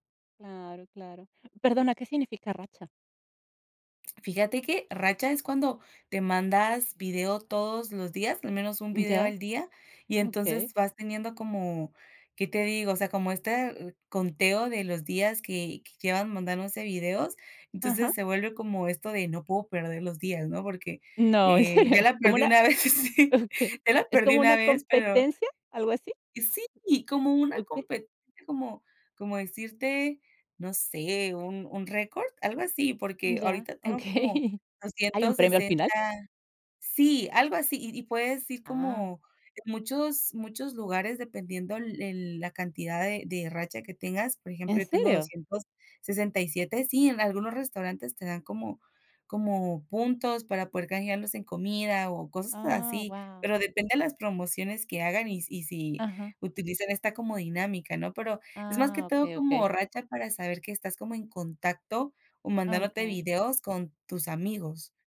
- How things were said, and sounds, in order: laughing while speaking: "¿en serio?"; laughing while speaking: "una vez, sí"; laughing while speaking: "Okey"; laughing while speaking: "okey"
- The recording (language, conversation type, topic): Spanish, advice, ¿Cómo quieres reducir tu tiempo en redes sociales cada día?